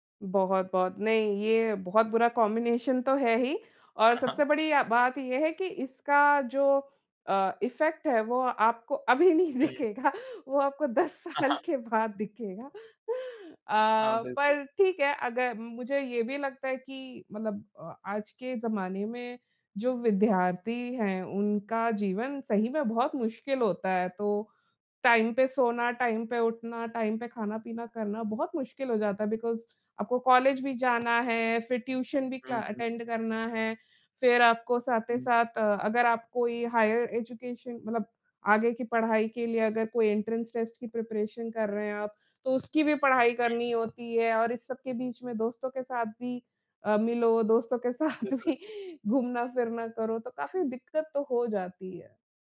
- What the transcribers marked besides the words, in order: in English: "कॉम्बिनेशन"; in English: "इफेक्ट"; laughing while speaking: "अभी नहीं दिखेगा"; laughing while speaking: "दस साल के बाद दिखेगा"; chuckle; in English: "टाइम"; in English: "टाइम"; in English: "टाइम"; in English: "बिकॉज़"; in English: "अटेंड"; in English: "हायर एजुकेशन"; in English: "एंट्रेंस टेस्ट"; in English: "प्रिपरेशन"; laughing while speaking: "साथ भी"
- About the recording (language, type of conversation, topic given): Hindi, unstructured, आत्म-सुधार के लिए आप कौन-सी नई आदतें अपनाना चाहेंगे?
- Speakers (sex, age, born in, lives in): female, 35-39, India, India; male, 18-19, India, India